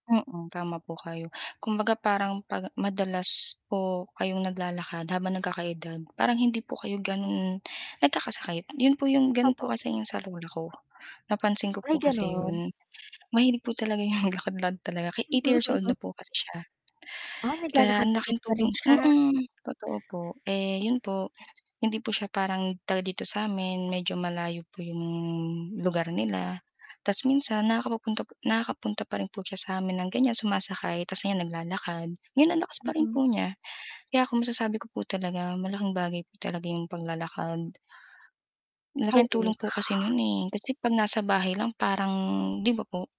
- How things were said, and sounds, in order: tapping; static; laughing while speaking: "'yon"; chuckle; tongue click
- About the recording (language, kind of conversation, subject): Filipino, unstructured, Ano ang mas pipiliin mo: maglakad o magbisikleta papunta sa paaralan?